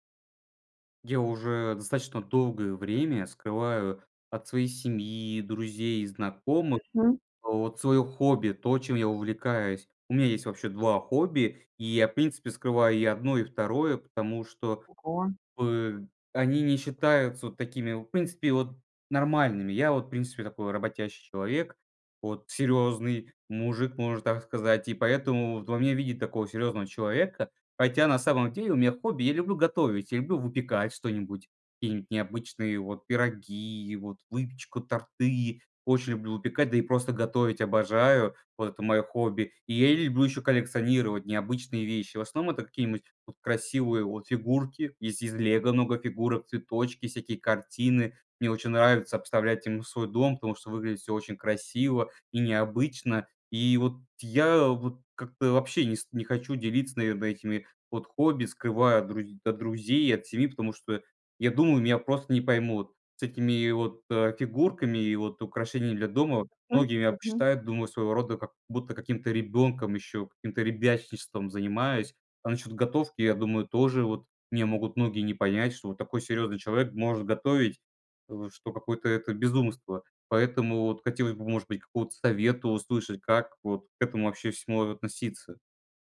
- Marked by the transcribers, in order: tapping
- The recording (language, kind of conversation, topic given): Russian, advice, Почему я скрываю своё хобби или увлечение от друзей и семьи?